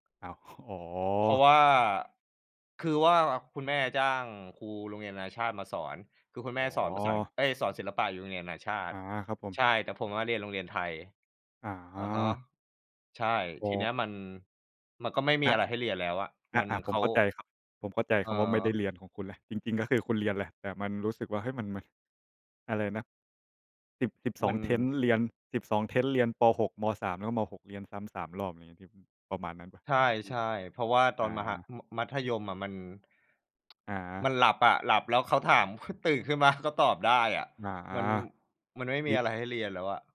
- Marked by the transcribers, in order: none
- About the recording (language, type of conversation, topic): Thai, unstructured, การถูกกดดันให้ต้องได้คะแนนดีทำให้คุณเครียดไหม?